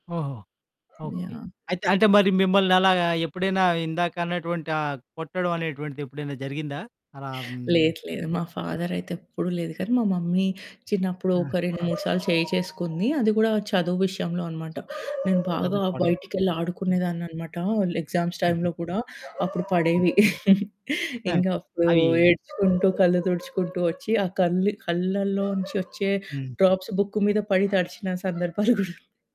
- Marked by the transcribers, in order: dog barking; other background noise; in English: "మమ్మీ"; in English: "ఎగ్జామ్స్ టైమ్‌లో"; chuckle; in English: "డ్రాప్స్"; chuckle
- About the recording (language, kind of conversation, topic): Telugu, podcast, తల్లిదండ్రులతో గొడవ తర్వాత మీరు మళ్లీ వాళ్లకు దగ్గరగా ఎలా అయ్యారు?